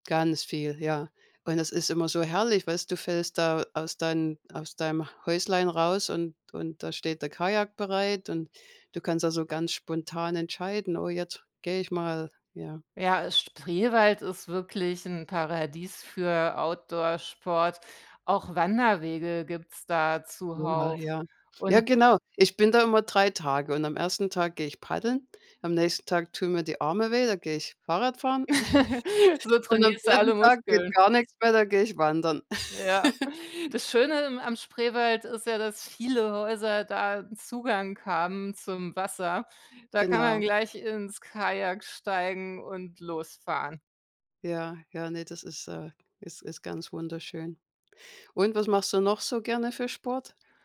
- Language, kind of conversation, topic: German, unstructured, Welcher Sport macht dir am meisten Spaß und warum?
- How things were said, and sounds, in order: laugh; giggle; other background noise; giggle; tapping